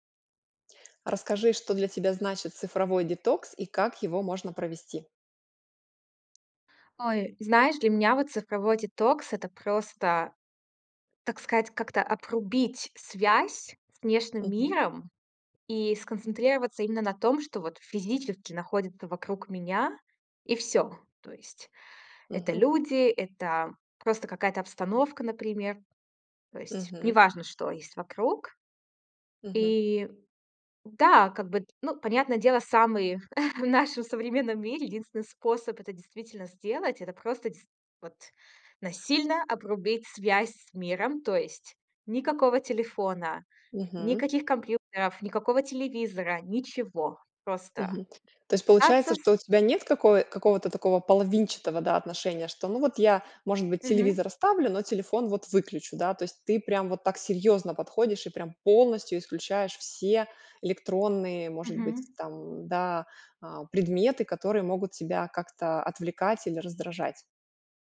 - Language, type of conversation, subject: Russian, podcast, Что для тебя значит цифровой детокс и как его провести?
- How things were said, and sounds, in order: chuckle; tapping